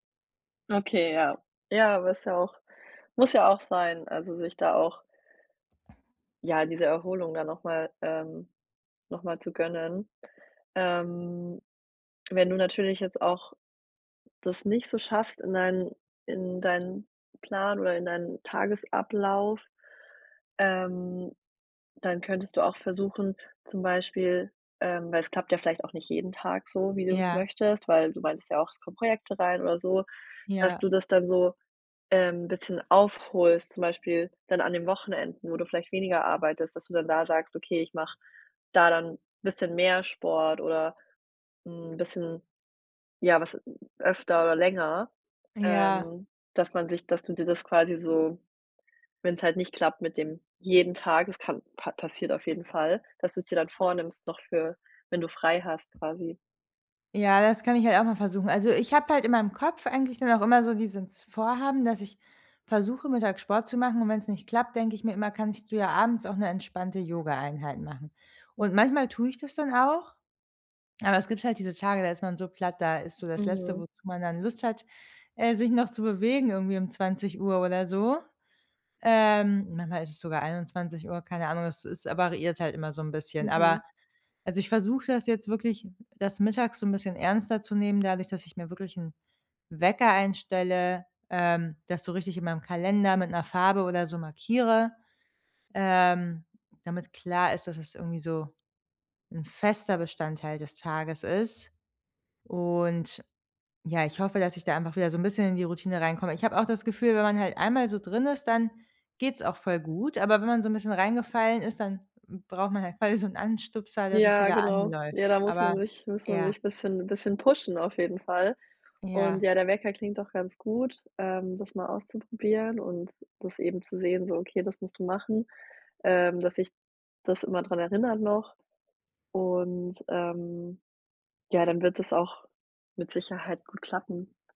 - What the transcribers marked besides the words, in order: other background noise; stressed: "jeden"; tapping; other noise; laughing while speaking: "quasi so 'n"
- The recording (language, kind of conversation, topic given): German, advice, Wie sieht eine ausgewogene Tagesroutine für eine gute Lebensbalance aus?
- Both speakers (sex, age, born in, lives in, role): female, 30-34, Germany, Germany, advisor; female, 30-34, Germany, Germany, user